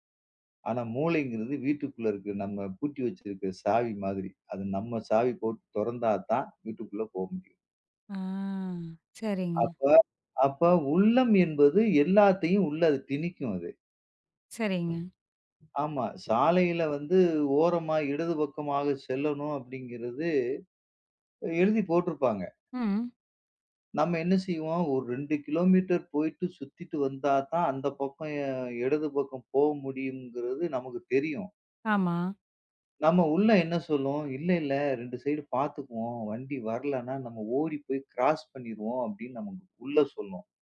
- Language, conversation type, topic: Tamil, podcast, உங்கள் உள்ளக் குரலை நீங்கள் எப்படி கவனித்துக் கேட்கிறீர்கள்?
- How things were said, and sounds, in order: drawn out: "ஆ"; in English: "கிலோமீட்டர்"; in English: "ஸைட்"; in English: "க்ராஸ்"